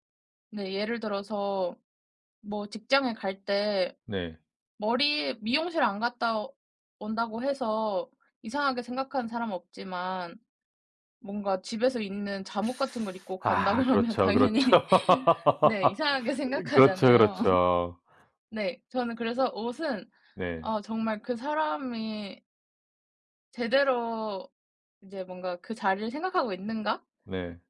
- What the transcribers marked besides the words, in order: teeth sucking; laughing while speaking: "그러면 당연히"; laugh; laugh
- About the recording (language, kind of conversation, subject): Korean, podcast, 옷을 바꿔 입어서 기분이 달라졌던 경험이 있으신가요?